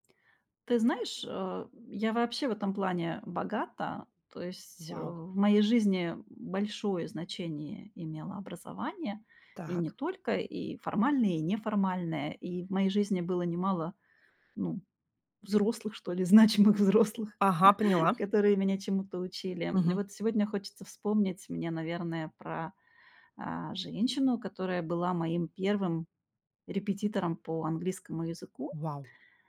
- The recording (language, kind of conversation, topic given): Russian, podcast, Можешь рассказать о встрече с учителем или наставником, которая повлияла на твою жизнь?
- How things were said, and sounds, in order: laughing while speaking: "значимых взрослых"